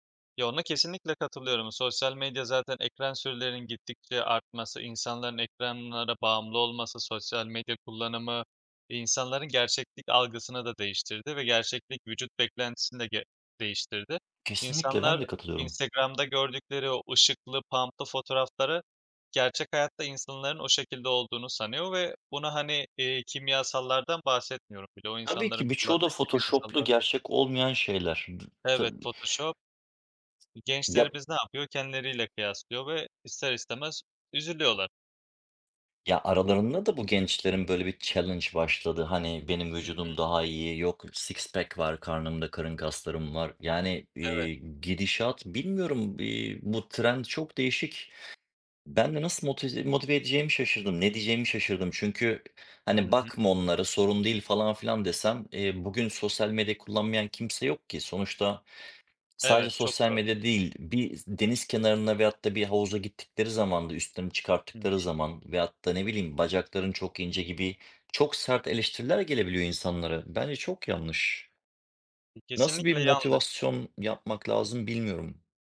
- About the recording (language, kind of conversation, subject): Turkish, unstructured, Spor yapmayan gençler neden daha fazla eleştiriliyor?
- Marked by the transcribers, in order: in English: "pump'lı"; other background noise; in English: "challange"; in English: "six pack"; other noise